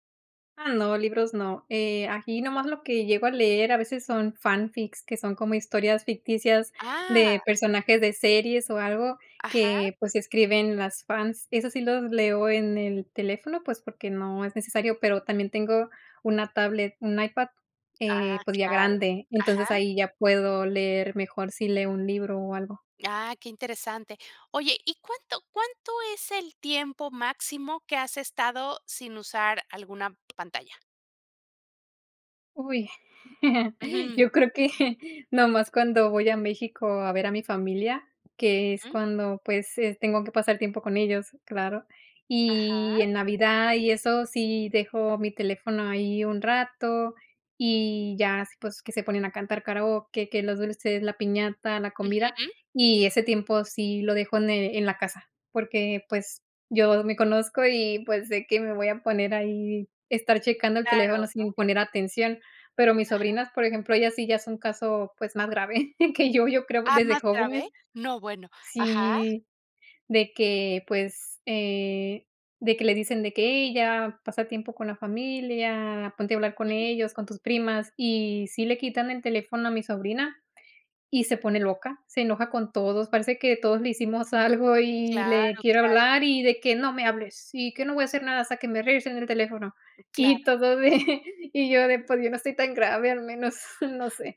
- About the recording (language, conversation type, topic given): Spanish, podcast, ¿Hasta dónde dejas que el móvil controle tu día?
- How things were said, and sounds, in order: drawn out: "Ah"; tapping; chuckle; chuckle; chuckle; chuckle